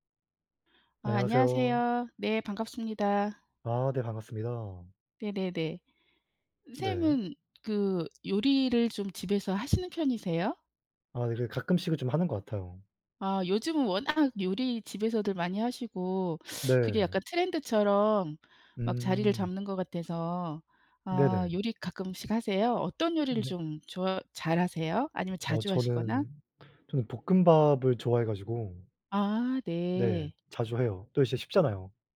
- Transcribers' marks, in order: none
- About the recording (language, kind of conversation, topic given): Korean, unstructured, 집에서 요리해 먹는 것과 외식하는 것 중 어느 쪽이 더 좋으신가요?